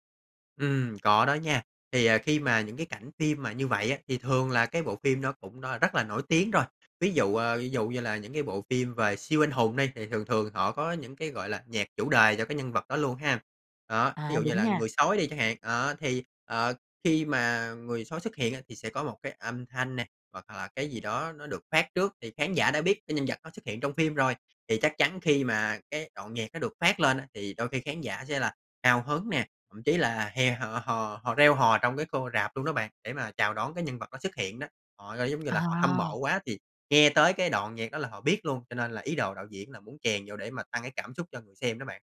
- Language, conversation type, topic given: Vietnamese, podcast, Âm nhạc thay đổi cảm xúc của một bộ phim như thế nào, theo bạn?
- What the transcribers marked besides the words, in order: tapping